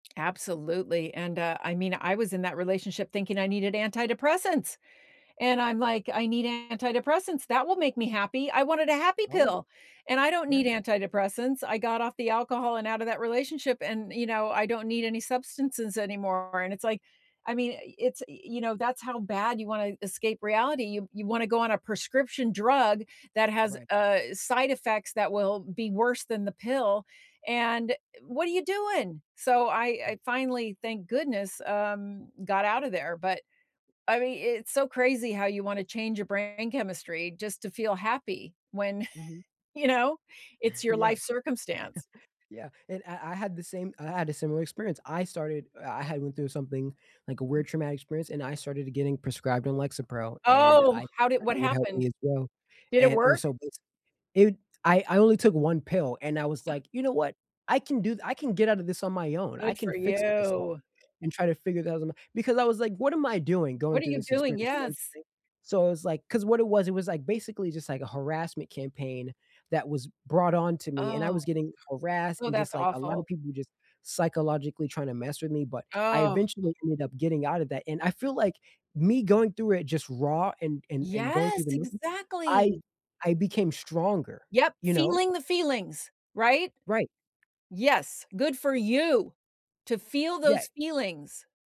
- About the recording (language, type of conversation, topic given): English, unstructured, What is one small change that improved your daily life?
- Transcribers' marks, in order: laughing while speaking: "you know"; chuckle; other background noise; drawn out: "you"; unintelligible speech; tapping